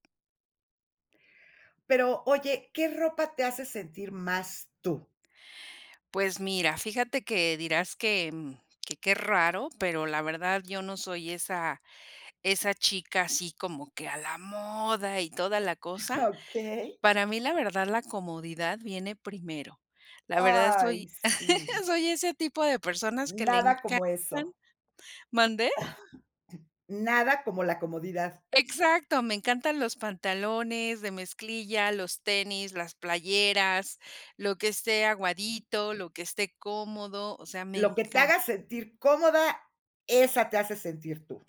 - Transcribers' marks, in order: tapping; laughing while speaking: "Ah, okey"; chuckle; cough; other background noise
- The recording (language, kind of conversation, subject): Spanish, podcast, ¿Qué ropa te hace sentir más como tú?